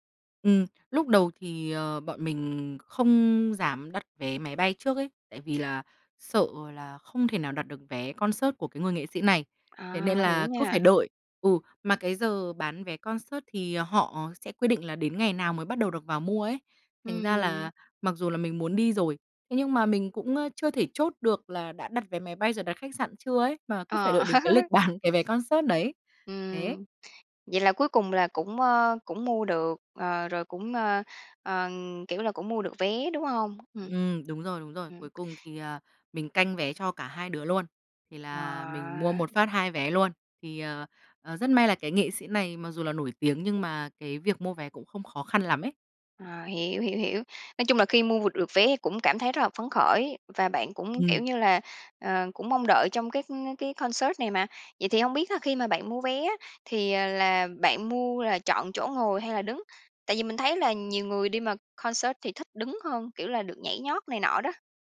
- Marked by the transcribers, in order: tapping; in English: "concert"; in English: "concert"; laugh; laughing while speaking: "bán"; other background noise; in English: "concert"; in English: "concert"; in English: "concert"
- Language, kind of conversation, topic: Vietnamese, podcast, Bạn có kỷ niệm nào khi đi xem hòa nhạc cùng bạn thân không?